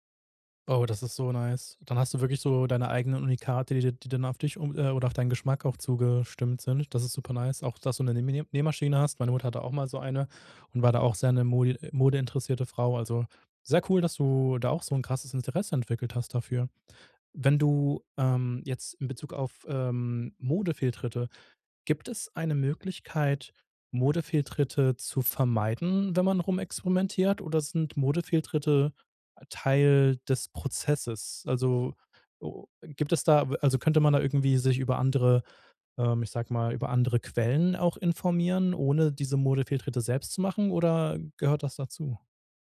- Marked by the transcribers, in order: none
- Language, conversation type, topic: German, podcast, Was war dein peinlichster Modefehltritt, und was hast du daraus gelernt?